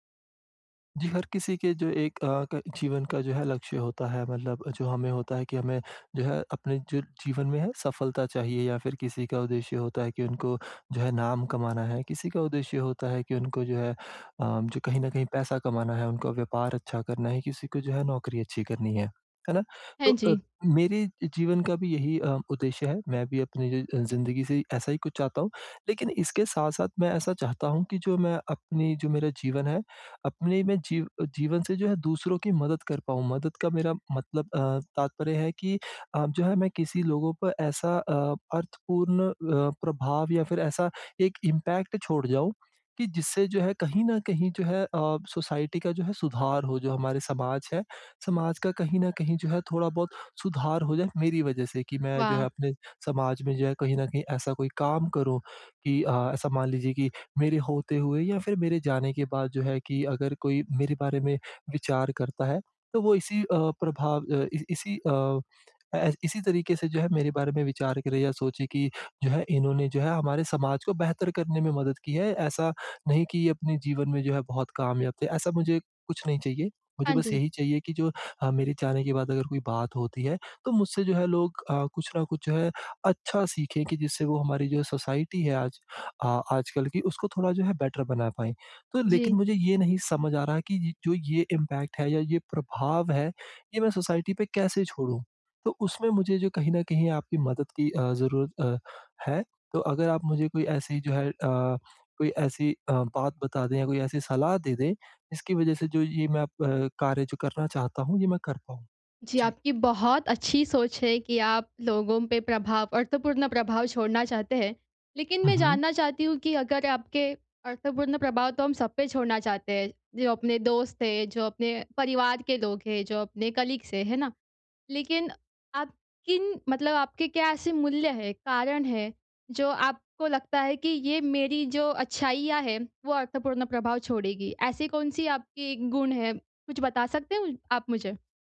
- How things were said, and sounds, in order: in English: "इम्पैक्ट"; in English: "सोसाइटी"; in English: "सोसाइटी"; in English: "बेटर"; in English: "इम्पैक्ट"; in English: "सोसाइटी"; in English: "कलीग्स"
- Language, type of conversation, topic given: Hindi, advice, मैं अपने जीवन से दूसरों पर सार्थक और टिकाऊ प्रभाव कैसे छोड़ सकता/सकती हूँ?